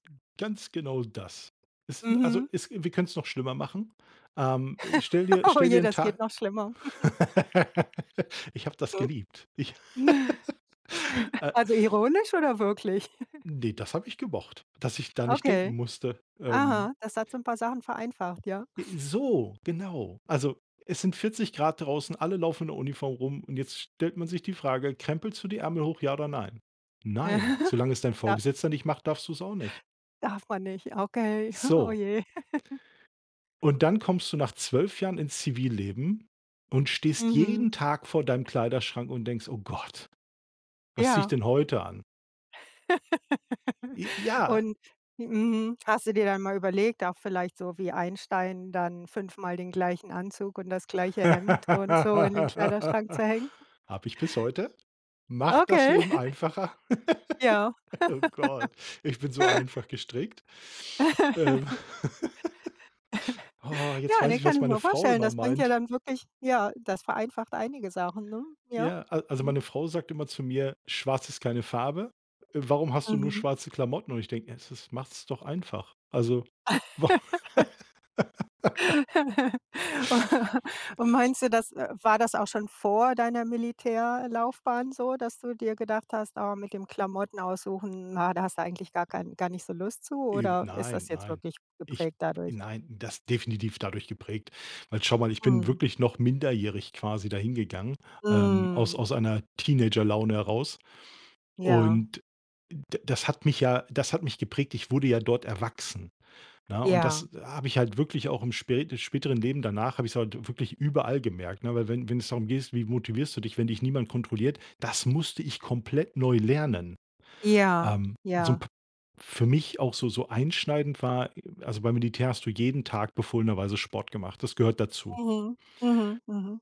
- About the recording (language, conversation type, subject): German, podcast, Wie motivierst du dich, wenn dich niemand kontrolliert?
- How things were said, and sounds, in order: chuckle; other background noise; chuckle; laugh; other noise; chuckle; laugh; chuckle; chuckle; chuckle; put-on voice: "Gott"; laugh; laugh; laugh; chuckle; laugh; laugh; laugh; laugh; tapping